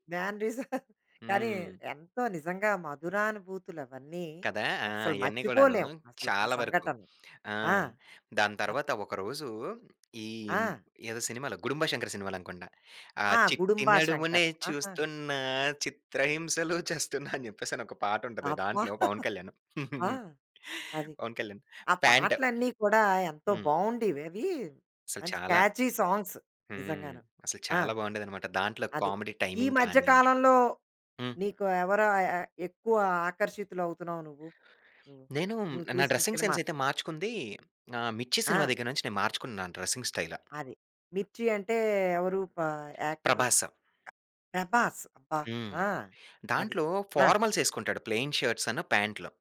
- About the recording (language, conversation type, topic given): Telugu, podcast, ఏదైనా సినిమా లేదా నటుడు మీ వ్యక్తిగత శైలిపై ప్రభావం చూపించారా?
- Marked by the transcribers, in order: in English: "మ్యాన్ రిజం"; chuckle; singing: "చిట్టి నడుమునే చూస్తున్న చిత్రహింసలు చస్తున్నా"; chuckle; in English: "ప్యాంట్"; in English: "క్యాచీ సాంగ్స్"; in English: "కామెడీ టైమింగ్"; in English: "డ్రెసింగ్ సెన్స్"; in English: "డ్రెసింగ్"; other background noise; tapping; in English: "ప్లెయిన్"